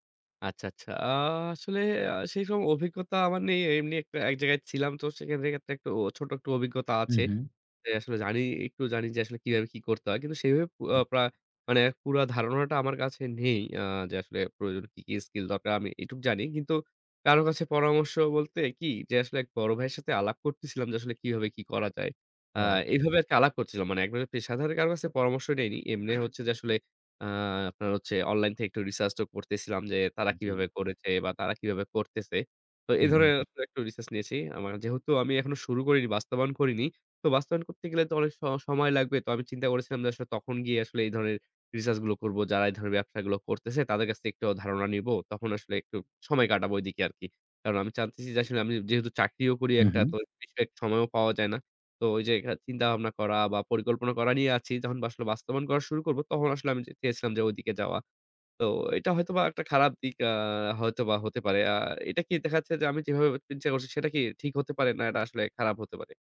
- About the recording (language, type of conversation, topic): Bengali, advice, স্থায়ী চাকরি ছেড়ে নতুন উদ্যোগের ঝুঁকি নেওয়া নিয়ে আপনার দ্বিধা কীভাবে কাটাবেন?
- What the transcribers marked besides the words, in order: tapping; other background noise; "জানতেছি" said as "চান্তেছি"; "চিন্তা" said as "চিঞ্চা"